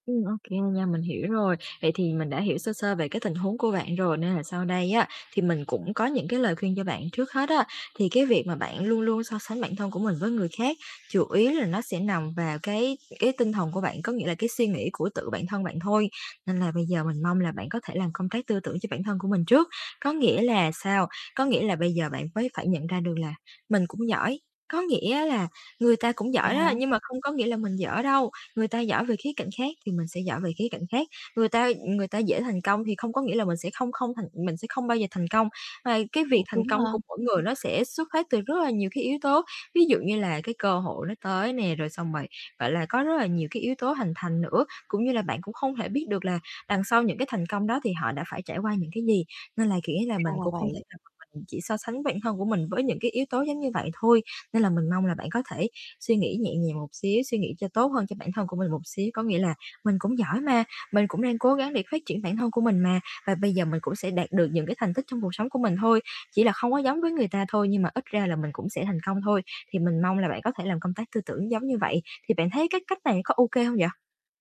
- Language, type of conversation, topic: Vietnamese, advice, Làm sao để giữ tự tin khi bạn luôn so sánh bản thân với người khác?
- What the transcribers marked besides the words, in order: static; "kiểu" said as "kỉa"; distorted speech; horn; other background noise; tapping